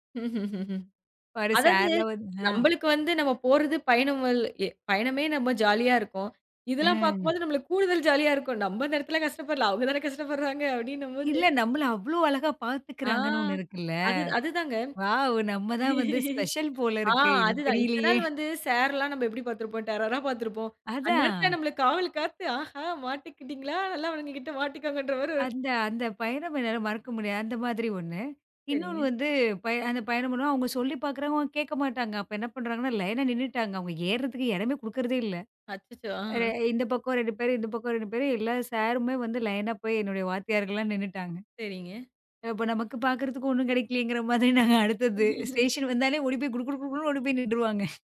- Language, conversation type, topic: Tamil, podcast, ஒரு குழுவுடன் சென்ற பயணத்தில் உங்களுக்கு மிகவும் சுவாரஸ்யமாக இருந்த அனுபவம் என்ன?
- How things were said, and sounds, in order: laugh; laugh; joyful: "வாவ். நம்ம தான் வந்து ஸ்பெஷல் போல இருக்கு. இது தெரியலையே!"; in English: "டெரரா"; laughing while speaking: "ஆஹா மாட்டிக்கிட்டீங்களா? நல்ல அவனுங்களுக்கிட்ட மாட்டிக்கோங்கன்ற மாதிரி ஒரு"; laugh; chuckle